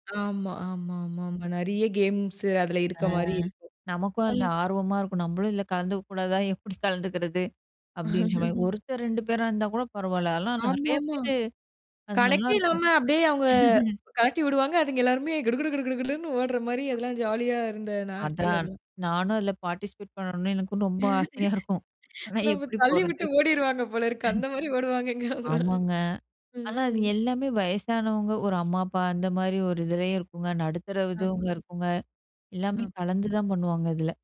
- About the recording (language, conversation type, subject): Tamil, podcast, குழந்தைக் காலத்தில் தொலைக்காட்சியில் பார்த்த நிகழ்ச்சிகளில் உங்களுக்கு இன்றும் நினைவில் நிற்கும் ஒன்று எது?
- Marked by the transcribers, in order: other background noise; other noise; chuckle; laugh; laugh; tapping; in English: "பார்ட்டிசிபேட்"; laugh; laughing while speaking: "நம்ம தள்ளி விட்டு ஓடிருவாங்க போல இருக்கு, அந்த மாரி ஓடுவாங்க எங்காவுது. ம்"; laughing while speaking: "ரொம்ப ஆசையா இருக்கும். ஆனா, எப்படி போறது"; chuckle